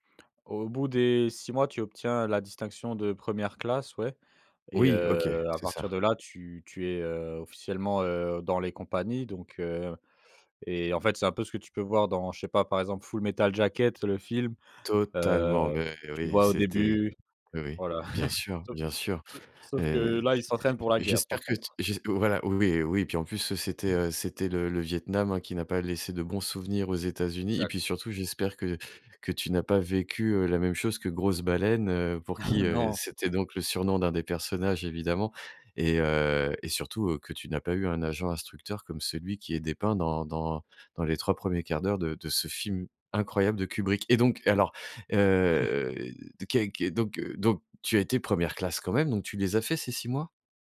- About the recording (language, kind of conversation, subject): French, podcast, Raconte un moment où le bon ou le mauvais timing a tout fait basculer ?
- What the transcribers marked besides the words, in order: tapping; chuckle; chuckle; chuckle